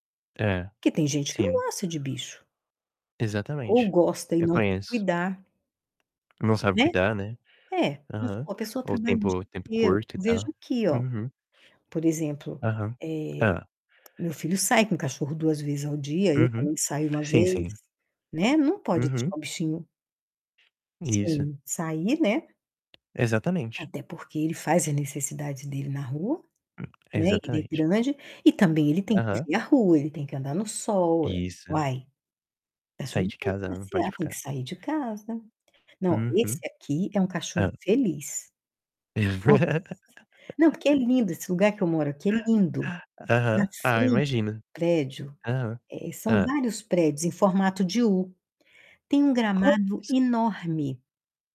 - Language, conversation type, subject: Portuguese, unstructured, Como convencer alguém a não abandonar um cachorro ou um gato?
- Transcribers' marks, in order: distorted speech; tapping; other background noise; unintelligible speech; laugh; unintelligible speech